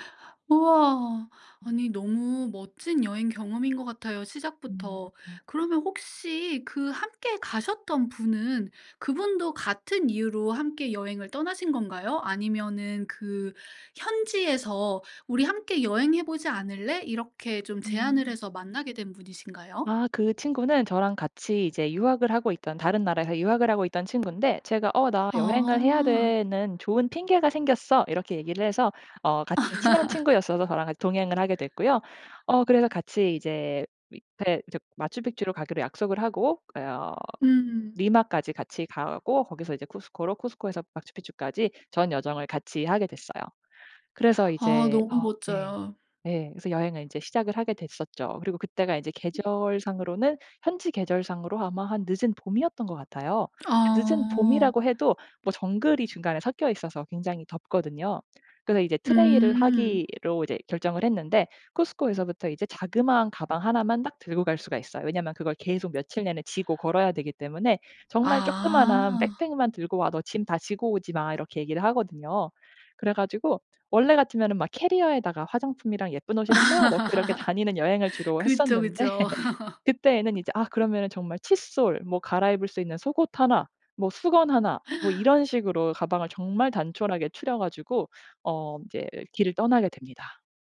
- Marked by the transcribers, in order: other background noise; tapping; laugh; in English: "트레일을"; laugh; laugh; gasp
- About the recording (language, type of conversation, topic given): Korean, podcast, 가장 기억에 남는 여행 이야기를 들려줄래요?